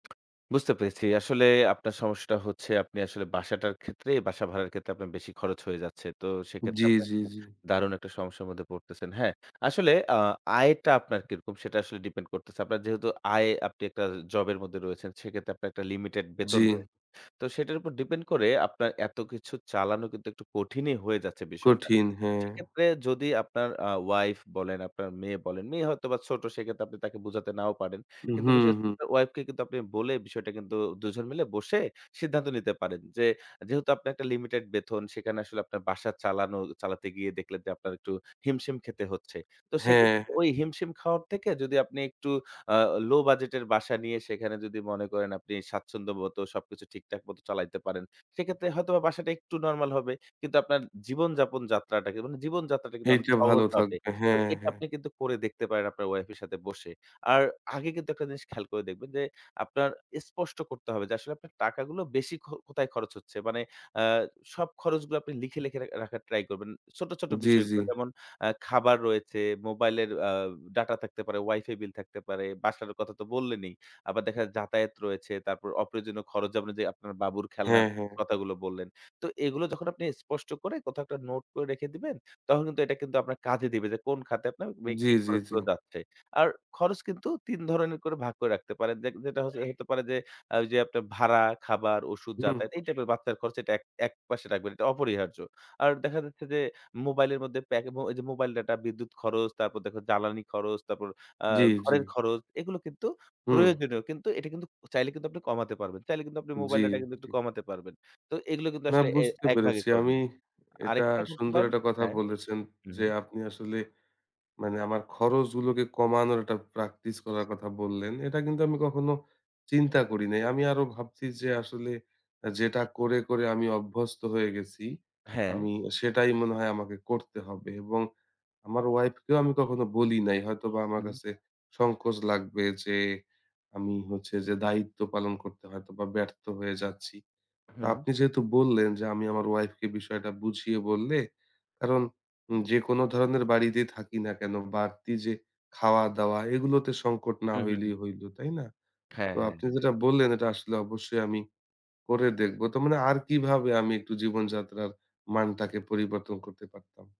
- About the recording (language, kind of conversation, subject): Bengali, advice, আর্থিক সমস্যায় বাজেট কমিয়ে জীবনযাত্রার পরিবর্তনের সঙ্গে কীভাবে মানিয়ে নেব?
- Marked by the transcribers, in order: unintelligible speech